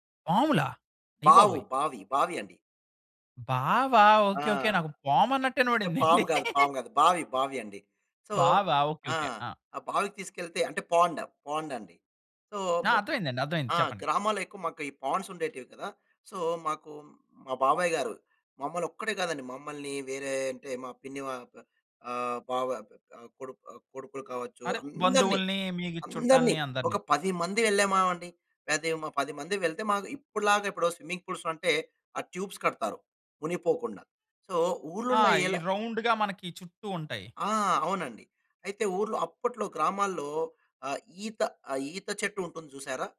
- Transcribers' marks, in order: chuckle; laughing while speaking: "ఇనపడింది అండి"; in English: "సో"; in English: "పాండ్, పాండ్"; in English: "సో"; other noise; in English: "పాండ్స్"; in English: "సో"; unintelligible speech; in English: "స్విమ్మింగ్ పూల్స్‌లో"; in English: "ట్యూబ్స్"; in English: "సో"
- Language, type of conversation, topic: Telugu, podcast, చిన్నప్పుడే నువ్వు ఎక్కువగా ఏ ఆటలు ఆడేవావు?